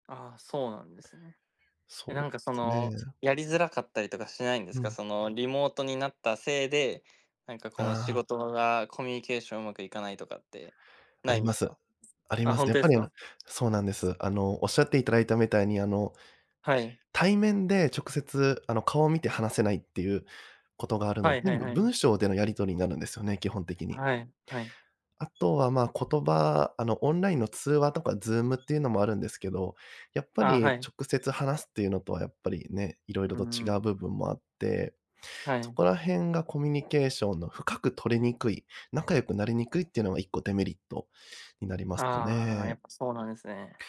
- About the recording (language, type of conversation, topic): Japanese, podcast, 理想の働き方とは、どのような働き方だと思いますか？
- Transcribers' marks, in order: other background noise